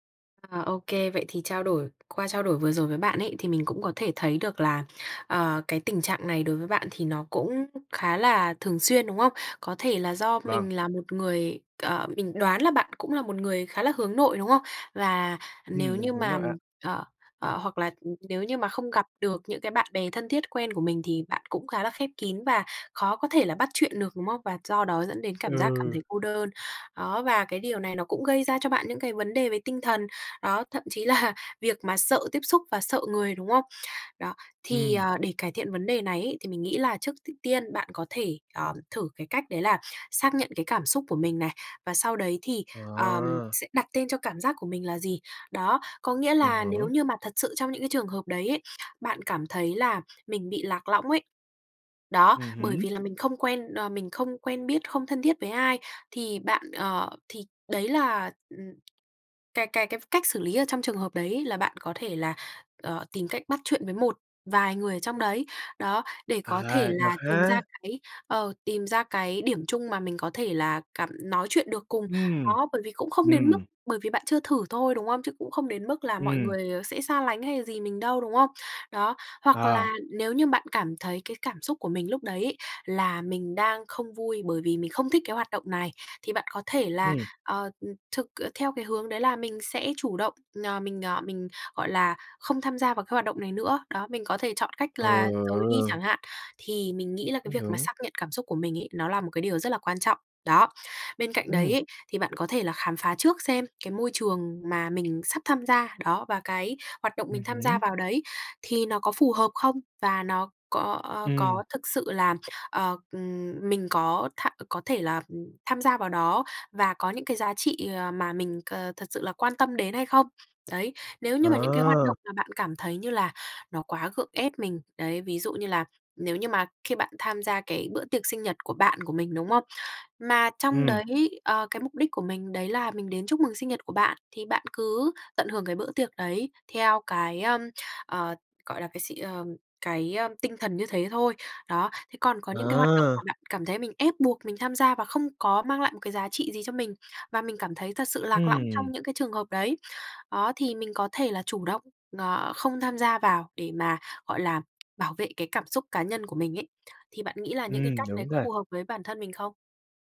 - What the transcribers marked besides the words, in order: other background noise; tapping; laughing while speaking: "là"
- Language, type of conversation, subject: Vietnamese, advice, Cảm thấy cô đơn giữa đám đông và không thuộc về nơi đó